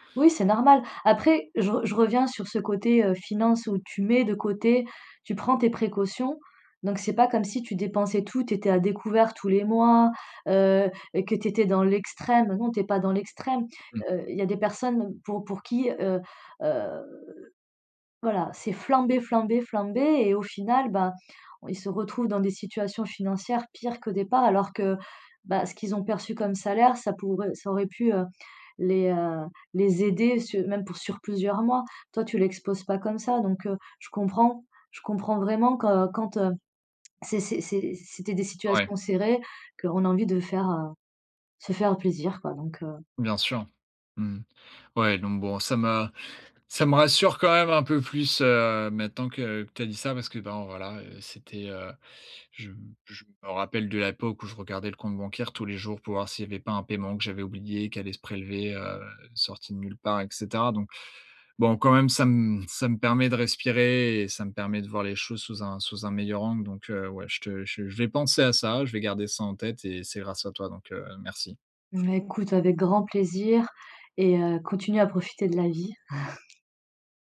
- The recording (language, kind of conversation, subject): French, advice, Comment gères-tu la culpabilité de dépenser pour toi après une période financière difficile ?
- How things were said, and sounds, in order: drawn out: "heu"; "l'époque" said as "l'apoque"; other background noise; chuckle